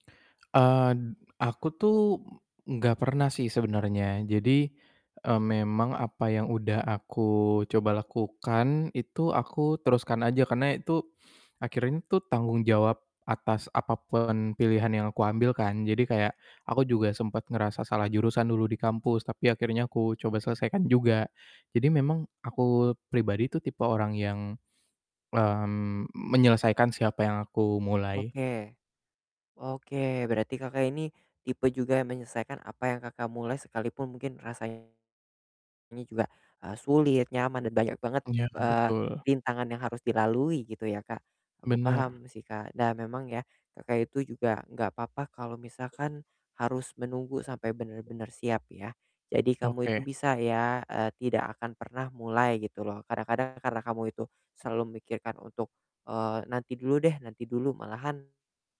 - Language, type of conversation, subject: Indonesian, advice, Bagaimana cara menghadapi rasa takut gagal sebelum memulai proyek?
- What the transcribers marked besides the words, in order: tapping; distorted speech